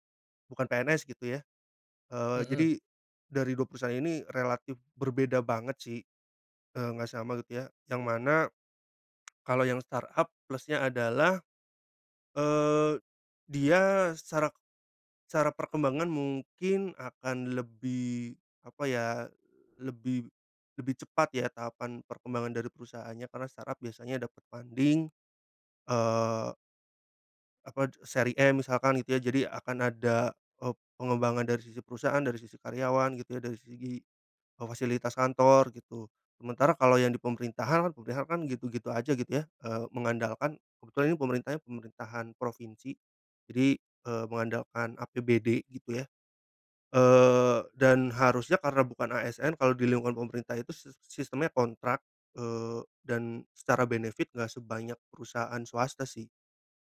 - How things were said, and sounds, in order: tapping; in English: "startup"; in English: "startup"; in English: "funding"; "pemerintahan" said as "pemerihan"; in English: "benefit"
- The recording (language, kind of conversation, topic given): Indonesian, podcast, Bagaimana kamu menggunakan intuisi untuk memilih karier atau menentukan arah hidup?